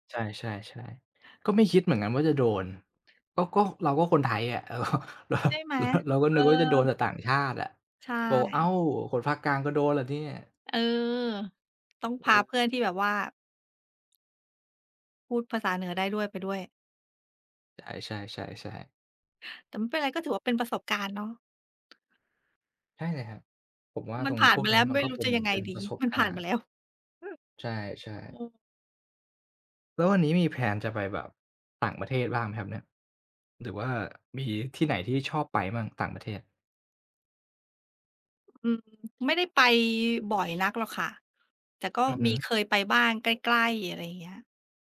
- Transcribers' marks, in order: other background noise; tapping; laughing while speaking: "เออ เรา เรา"; other noise; in English: "แพลน"
- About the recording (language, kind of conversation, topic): Thai, unstructured, คุณคิดว่าการเที่ยวเมืองใหญ่กับการเที่ยวธรรมชาติต่างกันอย่างไร?